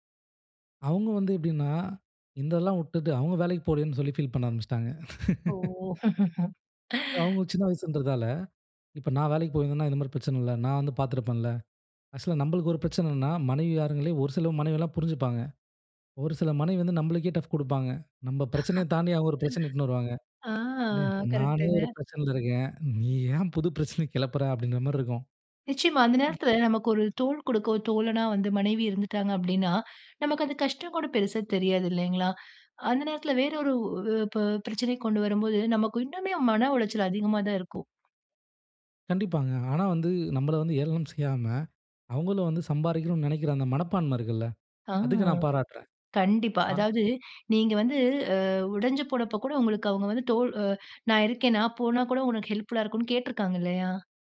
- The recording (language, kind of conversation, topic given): Tamil, podcast, பணியில் தோல்வி ஏற்பட்டால் உங்கள் அடையாளம் பாதிக்கப்படுமா?
- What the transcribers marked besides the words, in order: "விட்டுட்டு" said as "உட்டுட்டு"; laugh; chuckle; "நம்மளுக்கு" said as "நம்பளுக்கு"; "மாறுங்களே" said as "யாருங்களே"; in English: "டஃப்"; chuckle; "இழுதுட்டு" said as "இட்டுனு"; other noise; other background noise